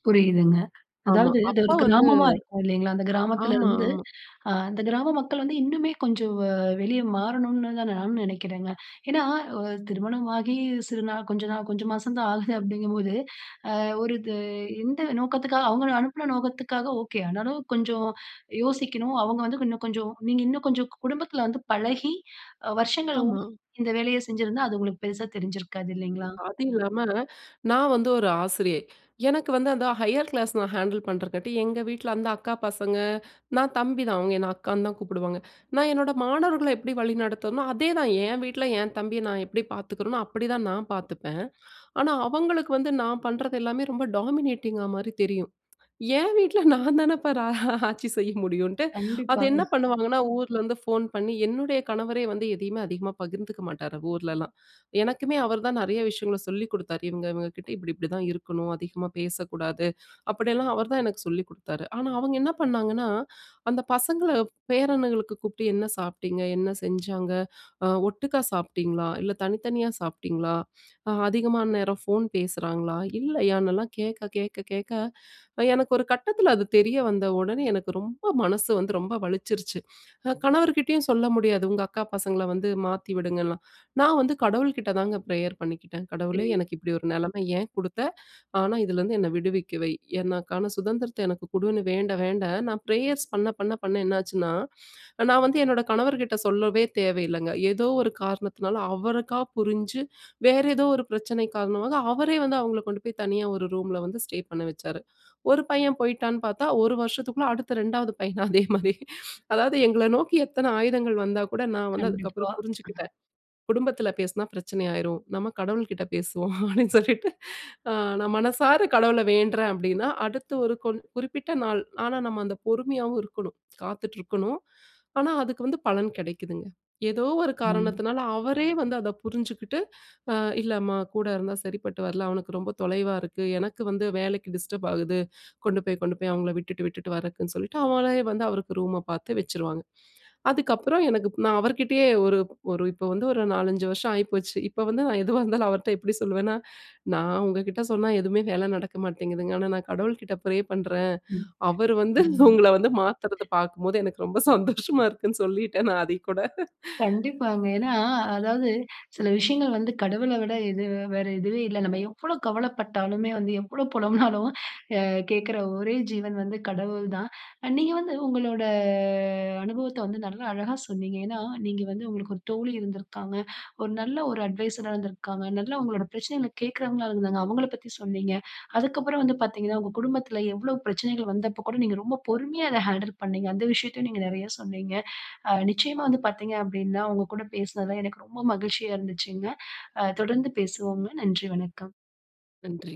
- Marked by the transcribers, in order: laughing while speaking: "ஆகுது அப்படிங்கும்போது"; unintelligible speech; other noise; in English: "ஹையர் கிளாஸ்"; in English: "ஹேண்டில்"; in English: "டாமினேட்டிங்கா"; lip smack; laughing while speaking: "நான் தானப்பா ரா ஆட்சி செய்ய முடியுன்ட்டு"; in English: "பிரேயர்"; in English: "பிரேயர்ஸ்"; in English: "ஸ்டே"; laughing while speaking: "பையன் அதேமாரி"; laughing while speaking: "அப்பிடீன்னு, சொல்லிட்டு"; lip smack; in English: "டிஸ்டர்ப்"; in English: "பிரே"; laughing while speaking: "உங்கள வந்து மாத்துறத பாக்கும்போது எனக்கு ரொம்ப சந்தோஷமா இருக்குன்னு சொல்லிட்டேன். நான் அத கூட"; laughing while speaking: "எவ்ளோ புலம்பினாலும்"; drawn out: "உங்களோட"; in English: "அட்வைஸாரா"; in English: "ஹேண்டில்"
- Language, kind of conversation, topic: Tamil, podcast, கவலைப்படும்போது யாரிடமாவது மனம் திறந்து பேச வேண்டுமென்று தோன்றுவதற்கு காரணம் என்ன?